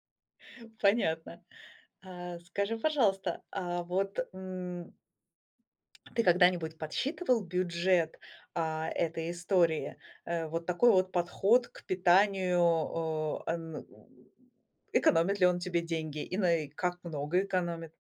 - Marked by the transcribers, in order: tapping; other background noise
- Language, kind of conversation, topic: Russian, podcast, Какие блюда выручают вас в напряжённые будни?